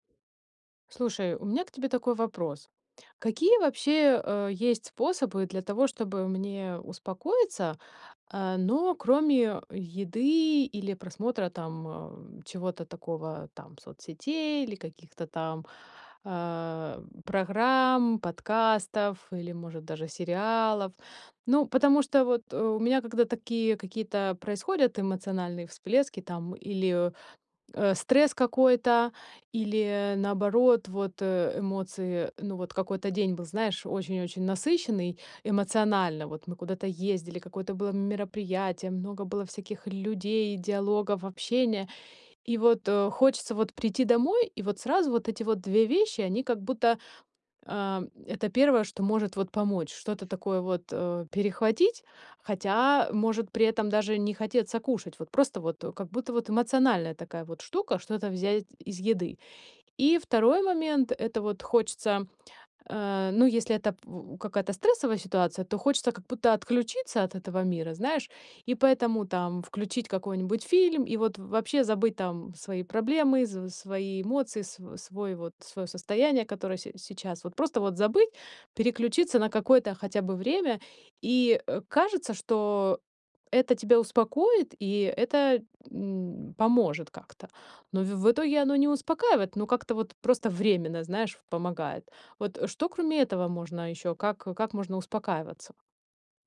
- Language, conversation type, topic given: Russian, advice, Как можно справляться с эмоциями и успокаиваться без еды и телефона?
- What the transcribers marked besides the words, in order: other background noise